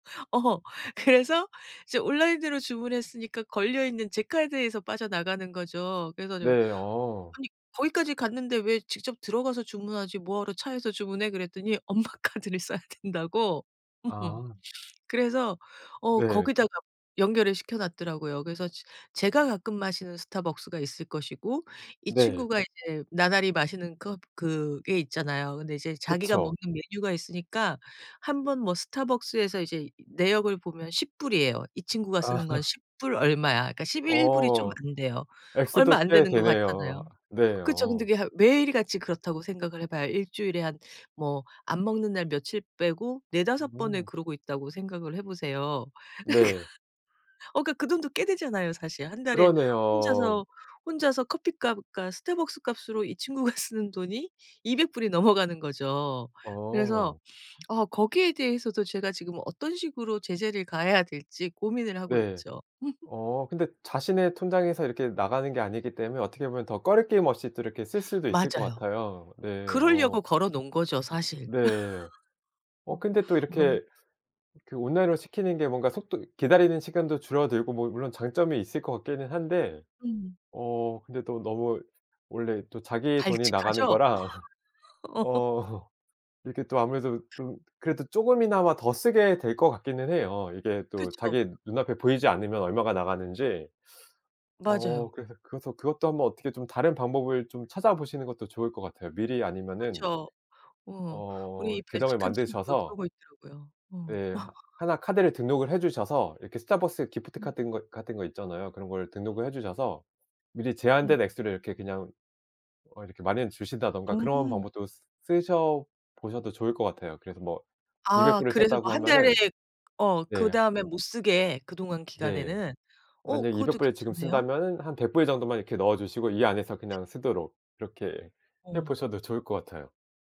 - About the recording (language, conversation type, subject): Korean, advice, 생활비를 줄이려고 할 때 왜 자주 스트레스를 받게 되나요?
- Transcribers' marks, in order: laughing while speaking: "어. 그래서"; laughing while speaking: "엄마 카드를 써야 된다고 음"; laughing while speaking: "그니까"; other background noise; laugh; laugh; laugh; laugh